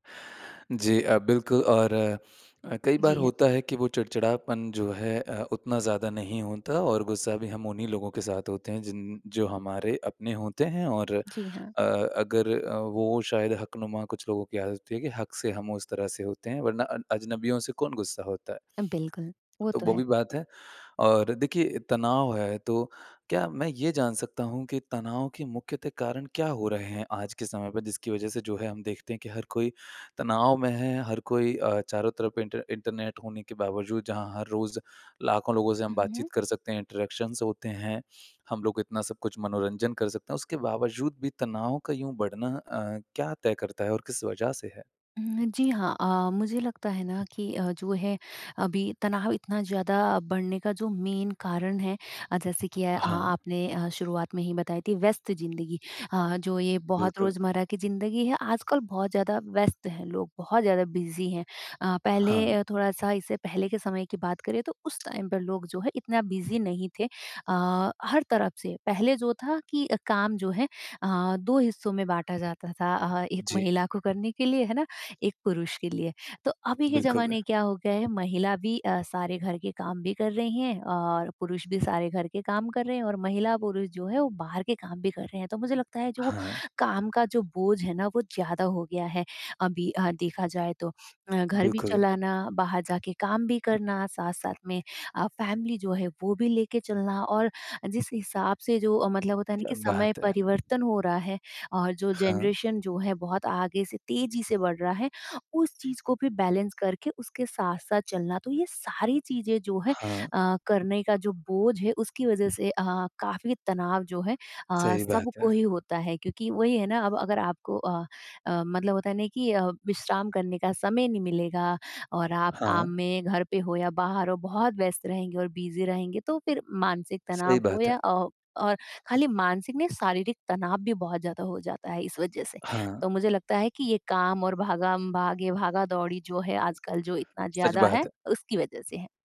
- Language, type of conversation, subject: Hindi, podcast, तनाव होने पर आप सबसे पहला कदम क्या उठाते हैं?
- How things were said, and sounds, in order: sniff; in English: "इंटरेक्शन"; in English: "मेन"; in English: "बिज़ी"; in English: "टाइम"; in English: "बिज़ी"; in English: "फैमिली"; in English: "जनरेशन"; in English: "बैलेंस"; in English: "बिज़ी"